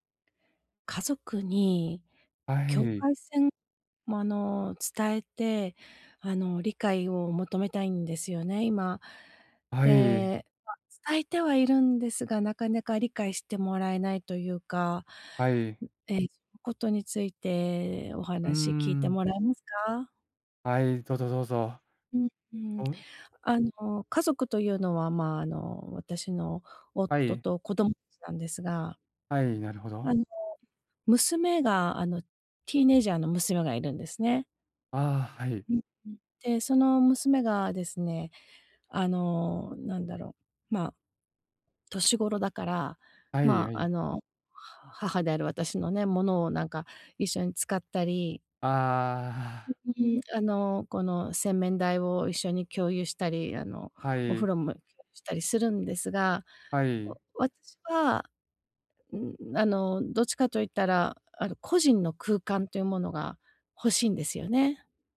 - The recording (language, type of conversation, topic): Japanese, advice, 家族に自分の希望や限界を無理なく伝え、理解してもらうにはどうすればいいですか？
- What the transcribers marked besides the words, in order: unintelligible speech